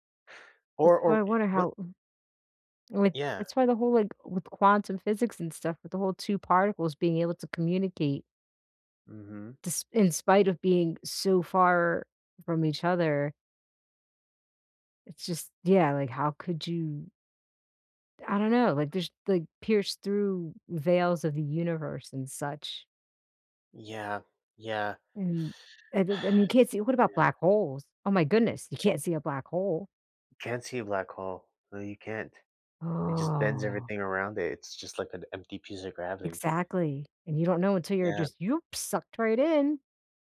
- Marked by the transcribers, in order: sigh; drawn out: "Oh"
- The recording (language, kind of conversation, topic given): English, unstructured, How will technology change the way we travel in the future?